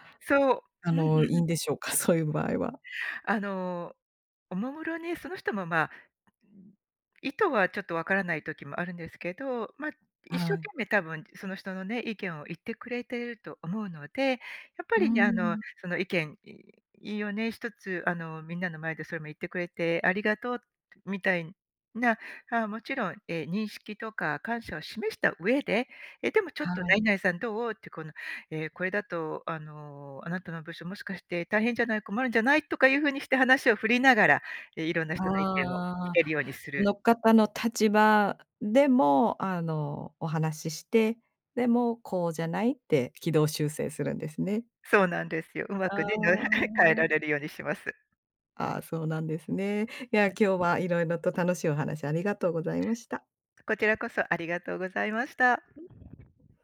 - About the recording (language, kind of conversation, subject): Japanese, podcast, 周りの目を気にしてしまうのはどんなときですか？
- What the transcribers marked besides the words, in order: chuckle; unintelligible speech; other background noise